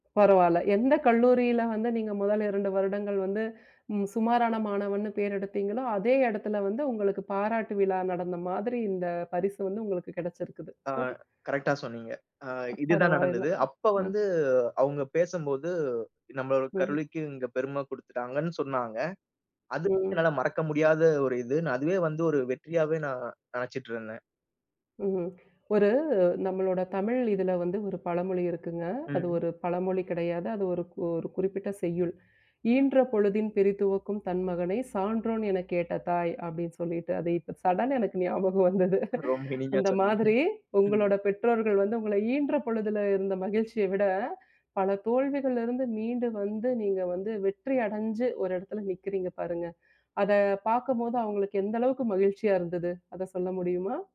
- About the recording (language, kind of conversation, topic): Tamil, podcast, மிகக் கடினமான ஒரு தோல்வியிலிருந்து மீண்டு முன்னேற நீங்கள் எப்படி கற்றுக்கொள்கிறீர்கள்?
- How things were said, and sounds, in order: other background noise; chuckle; "கல்லூரிக்கு" said as "கலுரிக்கு"; horn; in English: "சடன்னா"; laughing while speaking: "எனக்கு ஞாபகம் வந்தது"; laughing while speaking: "ரொம்ப இனிமையா சொன்னீங்க"